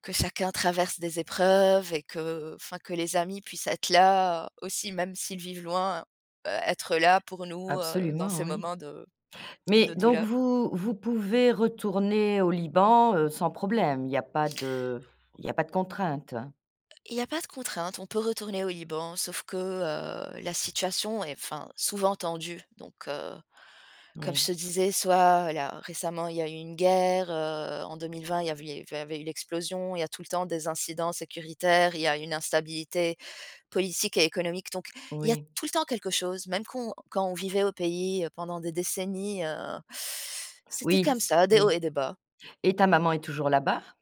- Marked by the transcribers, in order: tapping
- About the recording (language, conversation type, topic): French, podcast, Peux-tu me parler d’une amitié qui te tient à cœur, et m’expliquer pourquoi ?